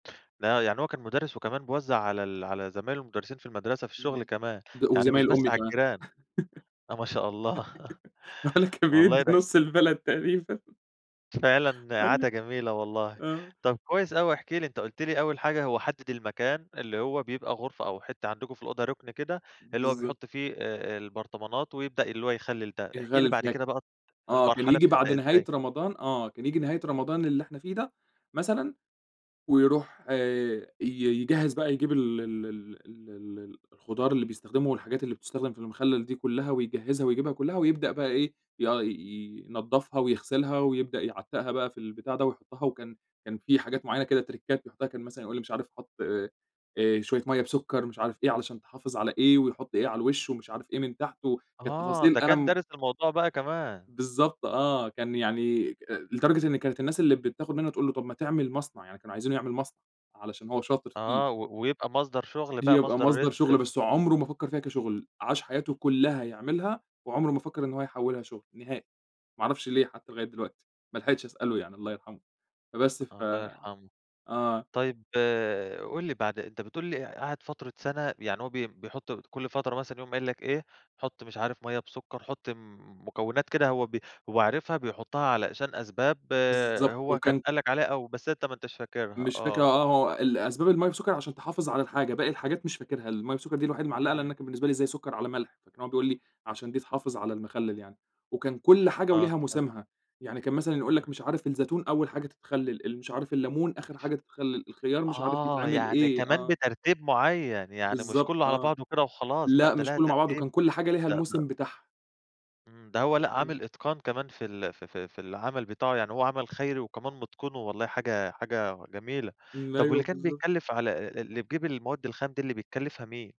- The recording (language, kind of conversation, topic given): Arabic, podcast, إيه هي العادة العائلية اللي مستحيل تتخلى عنها أبداً؟
- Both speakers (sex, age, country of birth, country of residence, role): male, 25-29, Egypt, Egypt, guest; male, 25-29, Egypt, Greece, host
- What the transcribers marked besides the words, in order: laugh; laughing while speaking: "باقول لك كان بيدّي نُص البلد تقريبًا"; laughing while speaking: "ما شاء الله"; laughing while speaking: "أيوه، آه"; unintelligible speech; tapping; in English: "تِرِكّات"